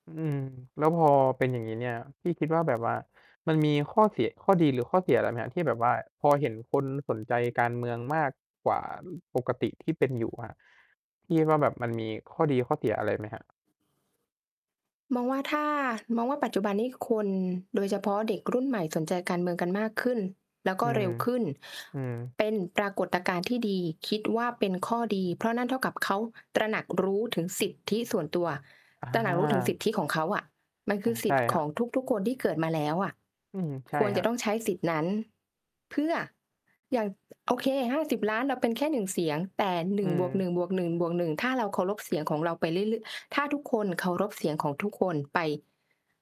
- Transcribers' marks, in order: mechanical hum
- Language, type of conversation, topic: Thai, unstructured, คุณคิดว่าประชาชนควรมีส่วนร่วมทางการเมืองมากแค่ไหน?